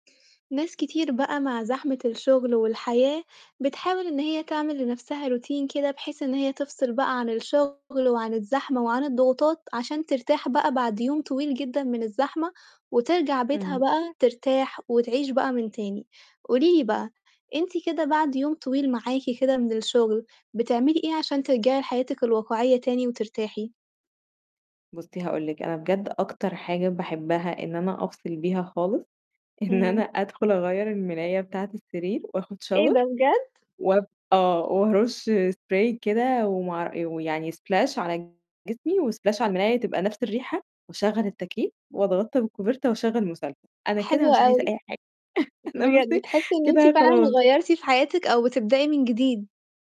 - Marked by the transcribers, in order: in English: "روتين"; distorted speech; tapping; in English: "shower"; in English: "spray"; in English: "splash"; in English: "وsplash"; laugh; laughing while speaking: "أنا بُصّي"
- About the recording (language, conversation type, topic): Arabic, podcast, إيه الطرق اللي بتريحك بعد يوم طويل؟